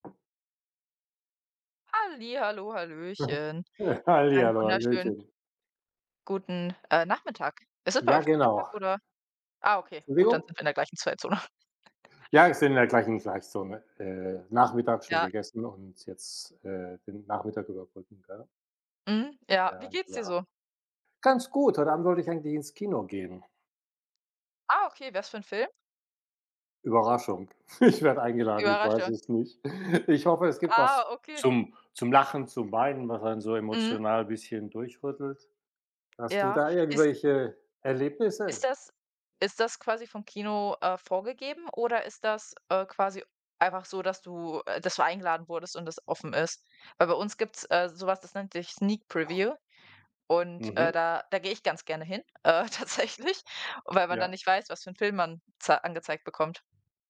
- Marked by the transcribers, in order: tapping; chuckle; giggle; "Zeitzone" said as "Gleichzone"; laughing while speaking: "ich"; in English: "Sneak Preview"; laughing while speaking: "tatsächlich"
- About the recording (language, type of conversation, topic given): German, unstructured, Welche Filme haben dich emotional bewegt?